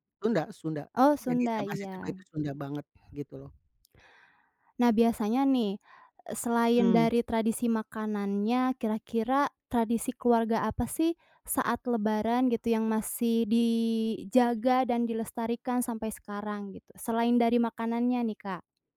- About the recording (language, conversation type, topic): Indonesian, podcast, Apa satu tradisi keluarga yang selalu kamu jalani, dan seperti apa biasanya tradisi itu berlangsung?
- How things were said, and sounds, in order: tapping